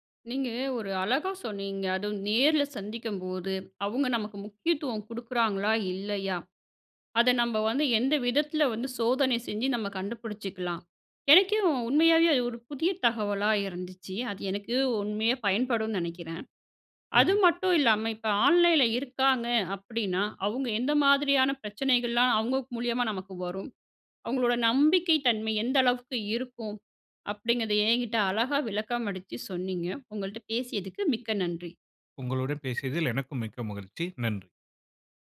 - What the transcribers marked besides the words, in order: unintelligible speech; "விளக்கமளிச்சு" said as "விளக்கமடிச்சு"
- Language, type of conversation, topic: Tamil, podcast, நேரில் ஒருவரை சந்திக்கும் போது உருவாகும் நம்பிக்கை ஆன்லைனில் எப்படி மாறுகிறது?